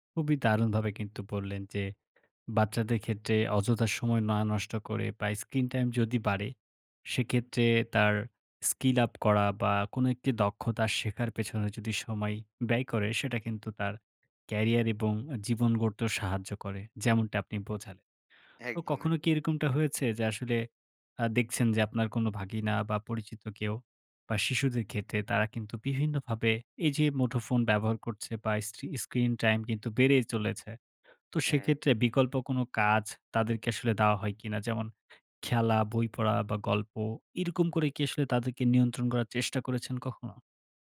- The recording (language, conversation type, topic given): Bengali, podcast, শিশুদের স্ক্রিন টাইম নিয়ন্ত্রণে সাধারণ কোনো উপায় আছে কি?
- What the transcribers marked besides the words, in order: "একদম" said as "একদ"